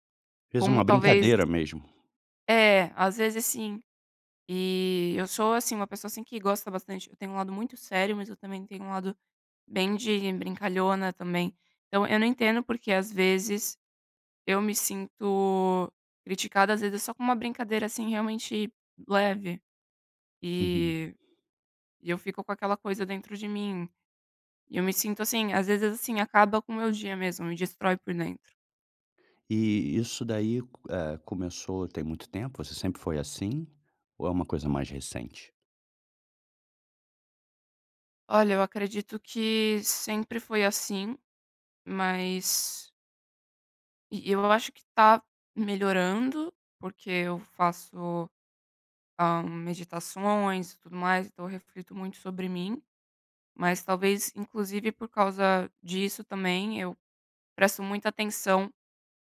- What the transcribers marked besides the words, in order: none
- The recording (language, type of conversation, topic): Portuguese, advice, Como posso parar de me culpar demais quando recebo críticas?